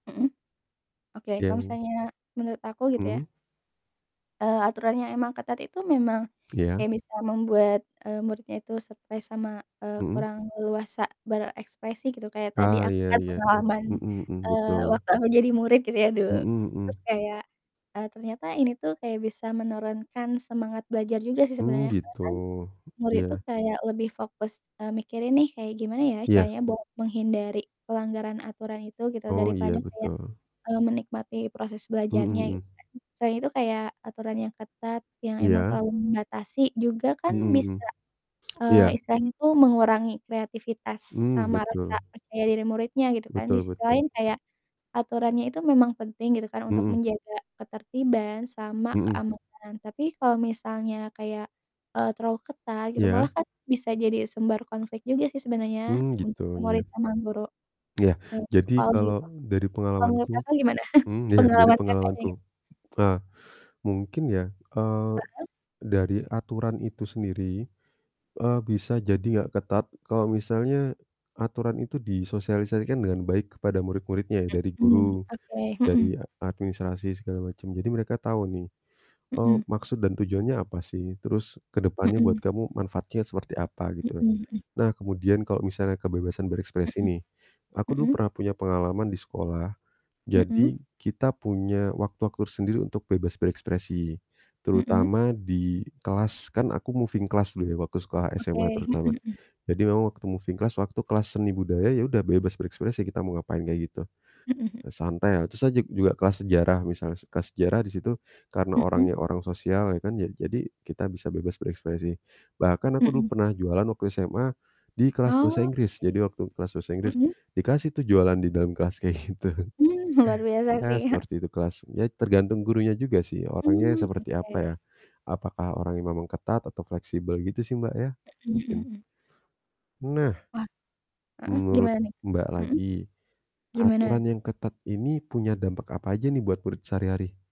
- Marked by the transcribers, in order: distorted speech; static; other background noise; chuckle; in English: "moving class"; in English: "moving class"; laughing while speaking: "gitu"
- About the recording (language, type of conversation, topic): Indonesian, unstructured, Bagaimana perasaan kamu tentang aturan sekolah yang terlalu ketat?